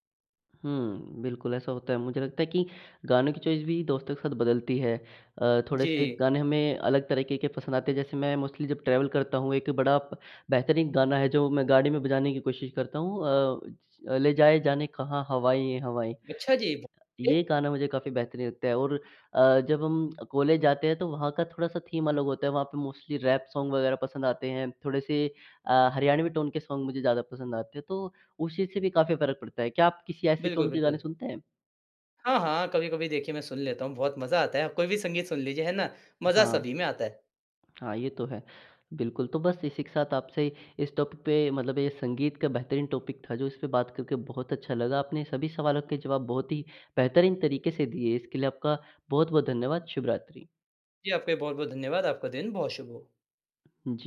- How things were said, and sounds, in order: in English: "चॉइस"; in English: "मोस्टली"; in English: "ट्रैवल"; in English: "थीम"; in English: "मोस्टली रैप सॉन्ग"; in English: "टोन"; in English: "सॉन्ग"; in English: "टोन"; tapping; in English: "टॉपिक"; in English: "टॉपिक"
- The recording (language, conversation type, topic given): Hindi, podcast, तुम्हारी संगीत पहचान कैसे बनती है, बताओ न?